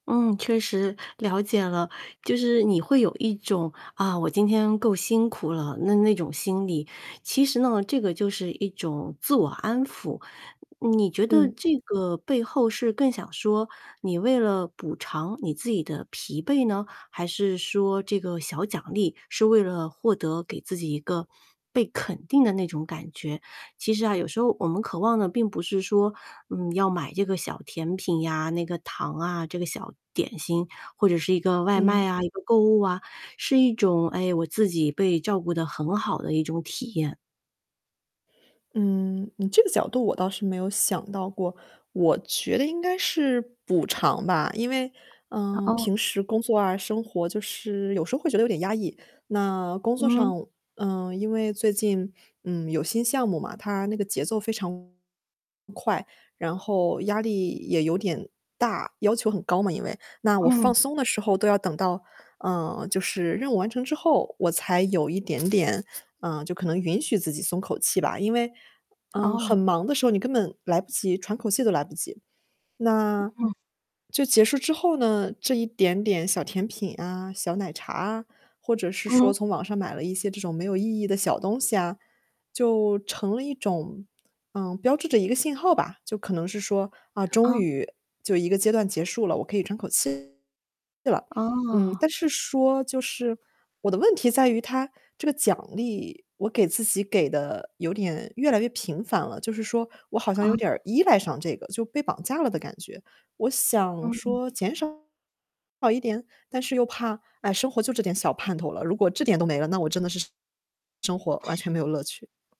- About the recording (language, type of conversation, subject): Chinese, advice, 你在消费或饮食上是否过度依赖小奖励，导致难以自我约束？
- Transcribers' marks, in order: other background noise; distorted speech; tapping; static